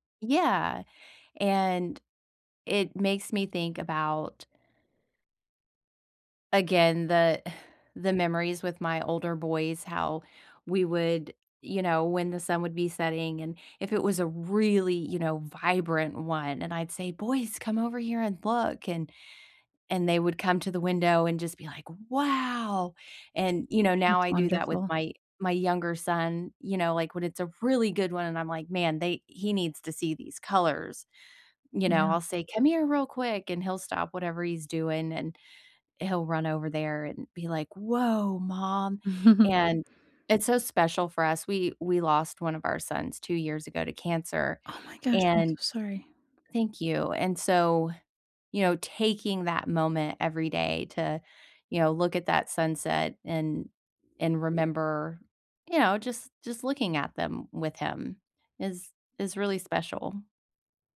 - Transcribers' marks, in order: other background noise; stressed: "vibrant"; stressed: "really"; chuckle; tapping
- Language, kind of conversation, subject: English, unstructured, How can I make moments meaningful without overplanning?